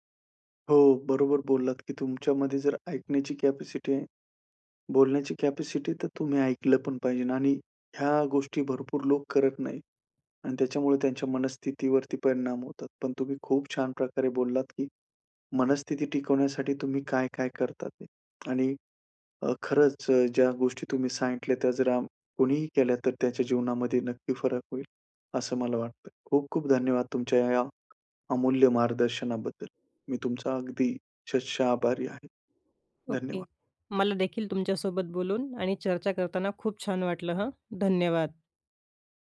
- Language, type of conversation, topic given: Marathi, podcast, मनःस्थिती टिकवण्यासाठी तुम्ही काय करता?
- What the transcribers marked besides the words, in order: other background noise; tapping